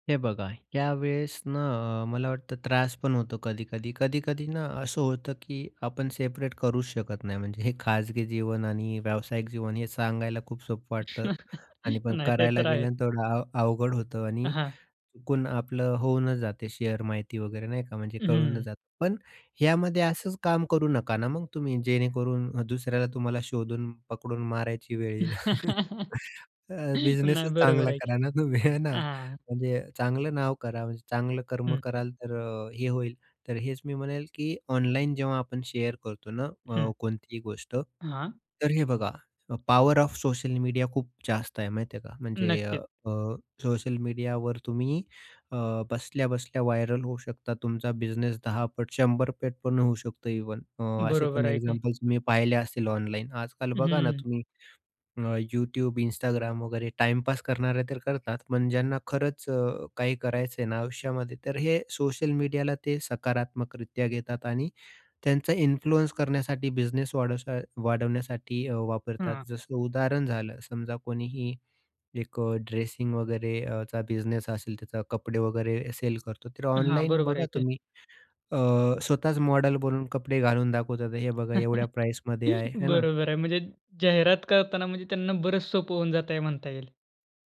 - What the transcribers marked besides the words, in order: laugh; tapping; in English: "शेअर"; laugh; chuckle; other background noise; in English: "शेअर"; in English: "पॉवर ऑफ"; in English: "व्हायरल"; in English: "इन्फ्लुएन्स"; chuckle
- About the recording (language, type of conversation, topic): Marathi, podcast, सोशल मीडियावर तुम्ही तुमचं काम शेअर करता का, आणि का किंवा का नाही?